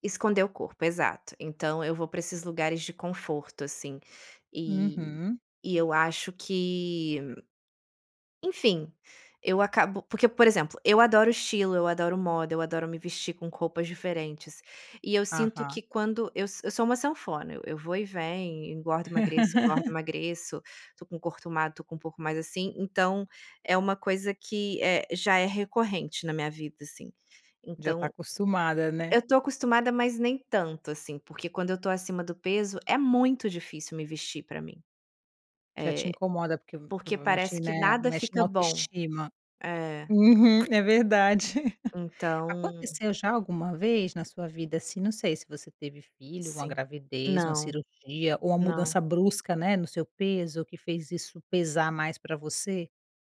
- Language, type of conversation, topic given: Portuguese, podcast, Como a relação com seu corpo influenciou seu estilo?
- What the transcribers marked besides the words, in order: laugh; tapping; chuckle